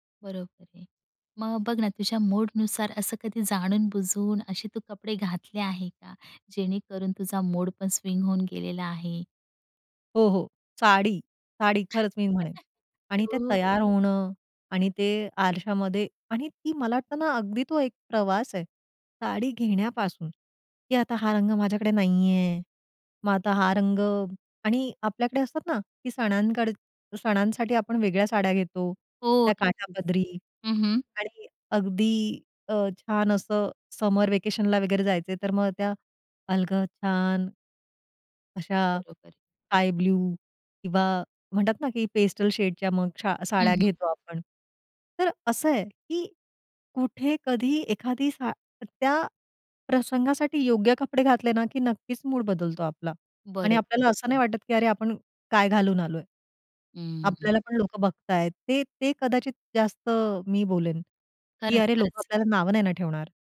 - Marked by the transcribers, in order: tapping; in English: "स्विंग"; chuckle; in English: "समर व्हॅकेशनला"; in English: "पेस्टल शेडच्या"
- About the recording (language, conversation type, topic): Marathi, podcast, कपडे निवडताना तुझा मूड किती महत्त्वाचा असतो?